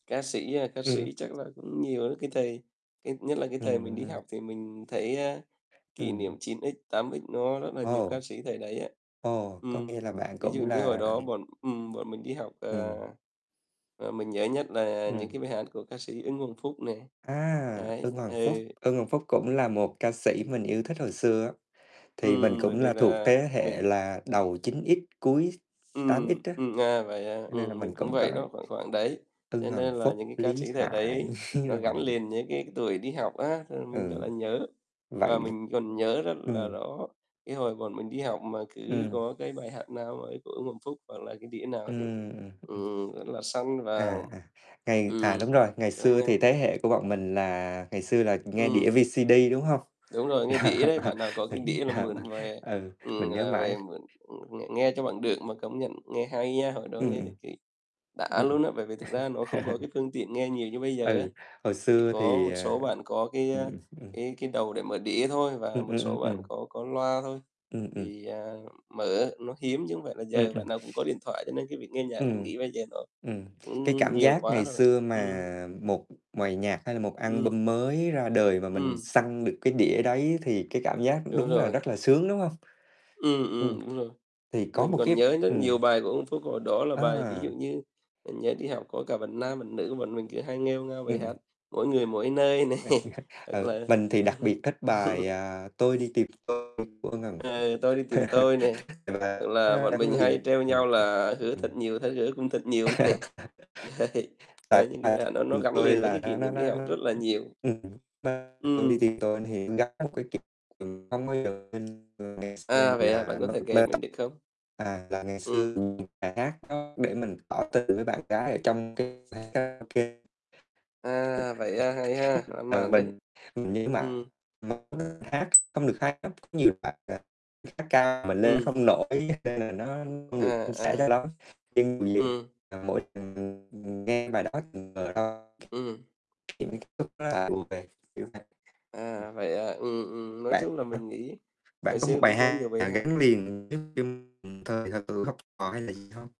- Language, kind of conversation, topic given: Vietnamese, unstructured, Âm nhạc có giúp bạn nhớ lại kỷ niệm đặc biệt nào không?
- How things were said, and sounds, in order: other background noise; tapping; distorted speech; chuckle; in English: "V-C-D"; laugh; laughing while speaking: "Ờ"; laugh; laugh; laughing while speaking: "này"; laugh; laugh; unintelligible speech; laugh; laughing while speaking: "nè, đấy"; other noise; unintelligible speech; unintelligible speech; unintelligible speech; unintelligible speech; unintelligible speech; unintelligible speech; unintelligible speech